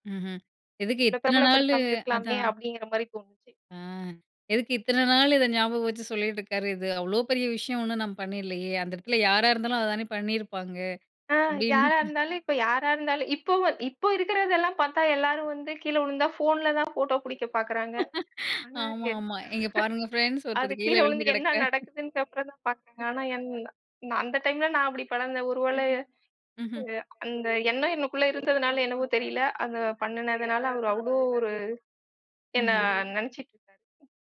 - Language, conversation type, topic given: Tamil, podcast, ஒரு சிறிய உதவி எதிர்பாராத அளவில் பெரிய மாற்றத்தை ஏற்படுத்தியிருக்கிறதா?
- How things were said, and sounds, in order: chuckle; laugh; laugh